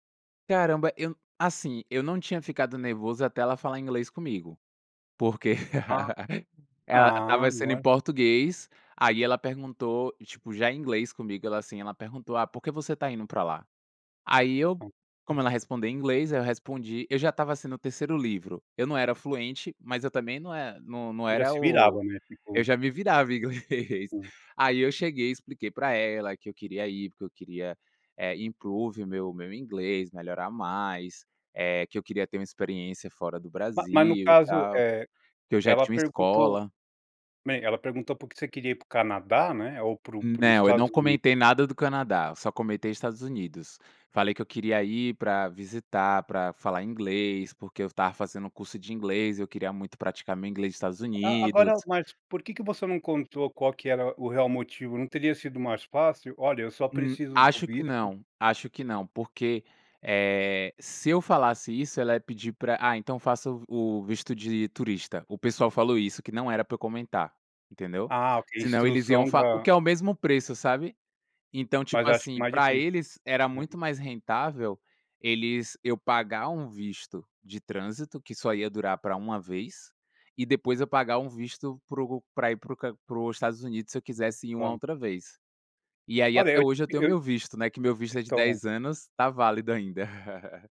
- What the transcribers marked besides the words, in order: laugh; other background noise; unintelligible speech; laughing while speaking: "inglês"; in English: "improve"; laugh
- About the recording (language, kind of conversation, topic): Portuguese, podcast, Como uma experiência de viagem mudou a sua forma de ver outra cultura?